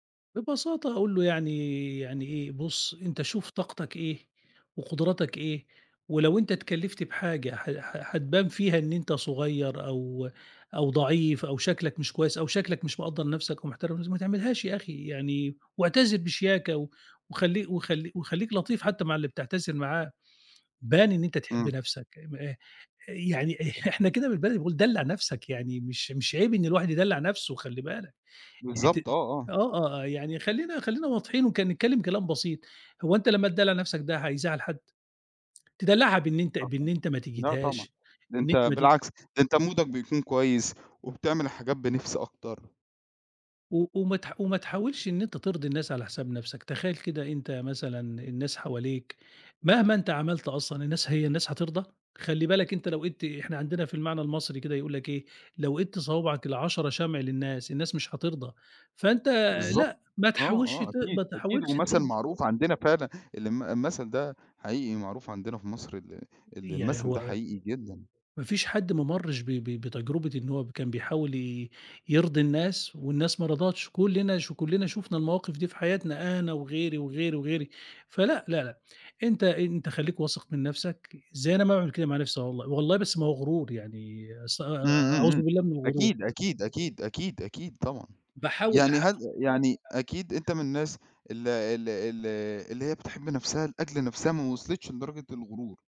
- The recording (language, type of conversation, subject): Arabic, podcast, إزاي أتعلم أحب نفسي أكتر؟
- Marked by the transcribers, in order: other noise; in English: "مودك"; tapping